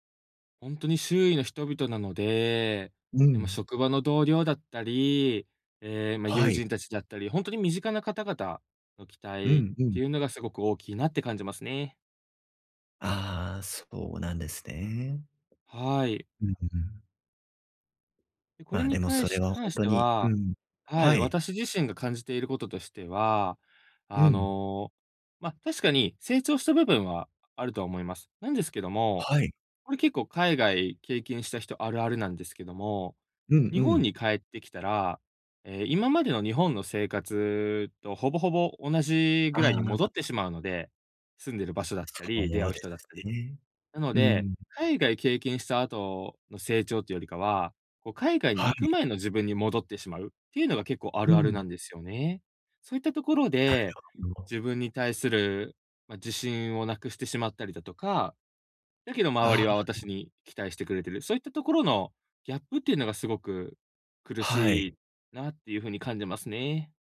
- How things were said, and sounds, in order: other noise; unintelligible speech
- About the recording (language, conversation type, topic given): Japanese, advice, 自分を信じて進むべきか、それとも周りの期待に応えるべきか迷ったとき、どうすればよいですか？